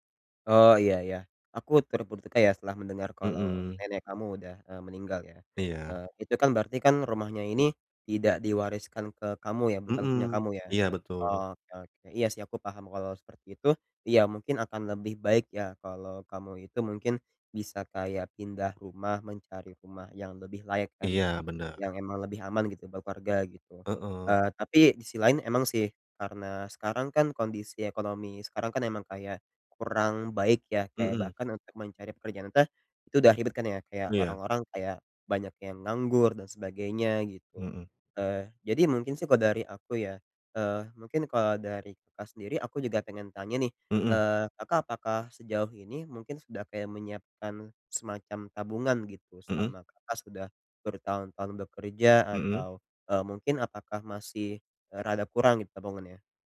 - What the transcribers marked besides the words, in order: none
- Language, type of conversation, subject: Indonesian, advice, Bagaimana cara mengelola kekecewaan terhadap masa depan saya?